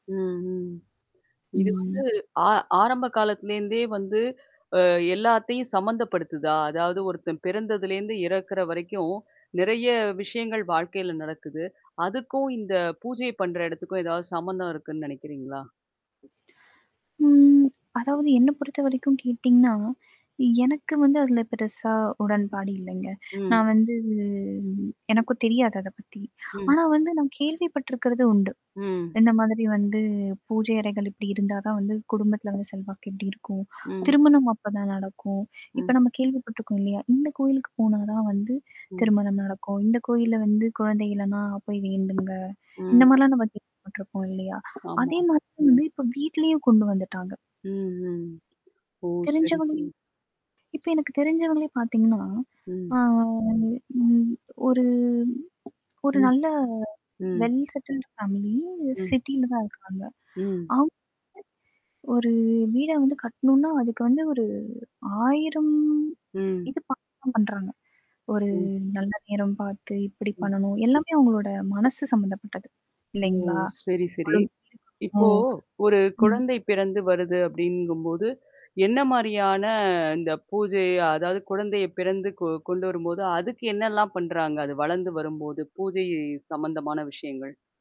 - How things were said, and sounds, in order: mechanical hum; distorted speech; static; other noise; tapping; other background noise; drawn out: "வந்து"; in English: "வெல் செட்டில்டு ஃபேமிலி, சிட்டில"; drawn out: "ஆயிரம்"; unintelligible speech
- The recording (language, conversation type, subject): Tamil, podcast, மண்டபம், பூஜை இடம் போன்ற வீட்டு மரபுகள் பொதுவாக எப்படி இருக்கின்றன?